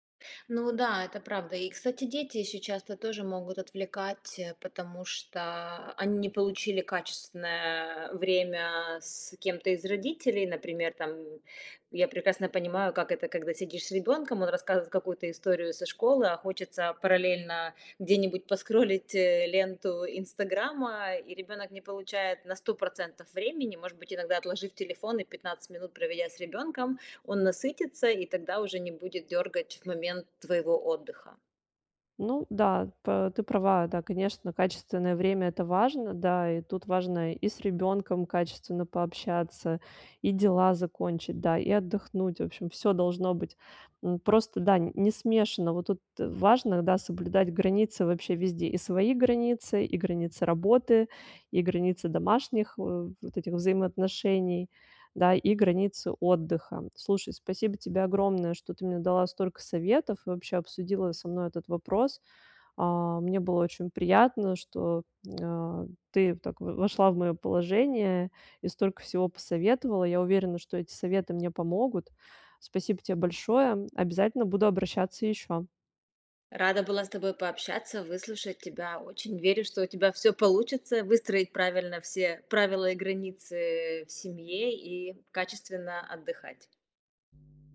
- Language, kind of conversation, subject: Russian, advice, Как мне справляться с частыми прерываниями отдыха дома?
- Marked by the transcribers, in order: laughing while speaking: "поскролить"; other background noise